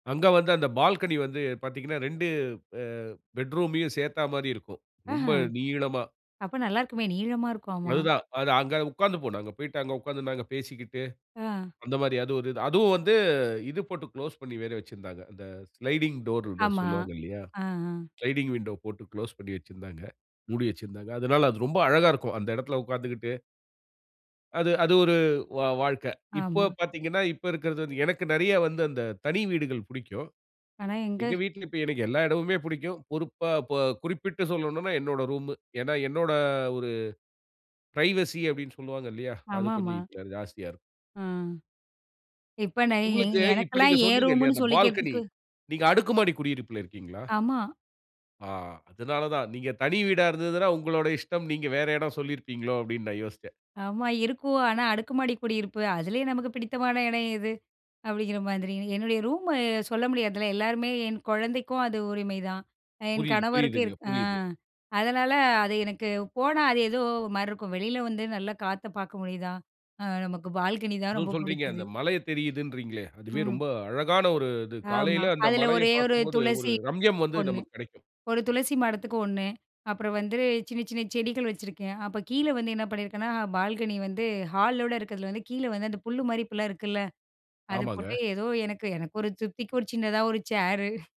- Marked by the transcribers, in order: in English: "பால்கனி"; in English: "பெட்ரூமயயூ"; drawn out: "நீளமா"; in English: "குளோஸ்"; in English: "ஸ்லைடிங் டோர்ன்னு"; in English: "ஸ்லைடிங் விண்டோ"; in English: "குளோஸ்"; in English: "ரூம்மு"; in English: "பிரைவசி"; in English: "ரூம்ன்னு"; in English: "பால்கனி"; other background noise; in English: "ரூமு"; drawn out: "ரூமு"; in English: "பால்கனி"; other noise; in English: "பால்கனி"; in English: "ஹாலோடு"
- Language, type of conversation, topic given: Tamil, podcast, உங்கள் வீட்டில் உங்களுக்கு மிகவும் பிடித்த இடம் எது, ஏன்?